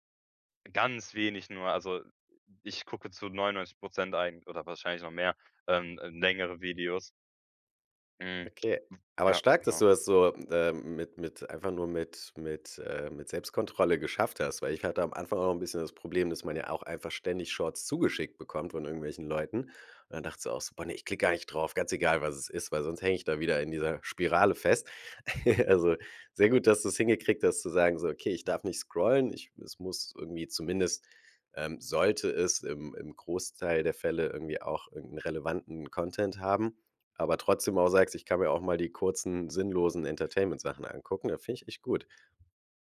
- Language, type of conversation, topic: German, podcast, Wie vermeidest du, dass Social Media deinen Alltag bestimmt?
- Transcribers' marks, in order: chuckle